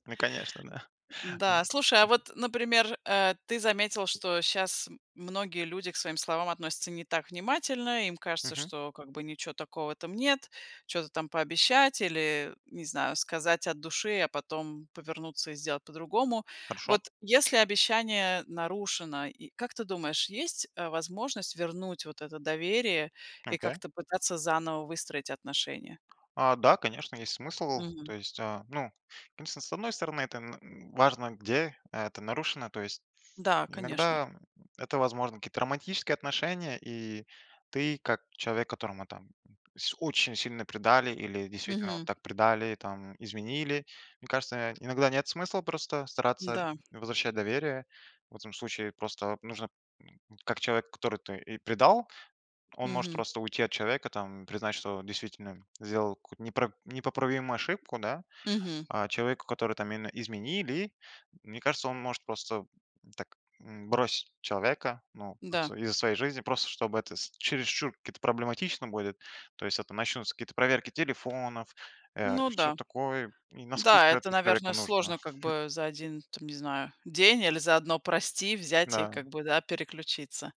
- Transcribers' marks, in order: tapping; other noise
- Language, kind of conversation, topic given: Russian, podcast, Что важнее для доверия: обещания или поступки?